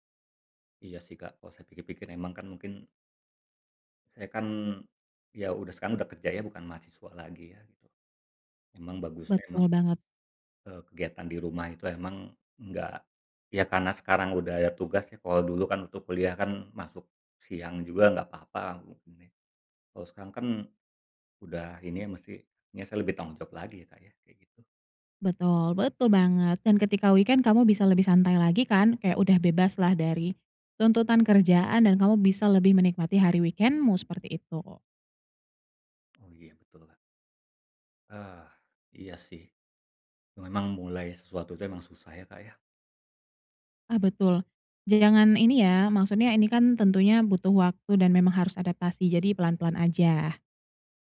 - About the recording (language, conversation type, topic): Indonesian, advice, Mengapa kamu sering meremehkan waktu yang dibutuhkan untuk menyelesaikan suatu tugas?
- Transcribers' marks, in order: unintelligible speech; in English: "weekend"; in English: "weekend-mu"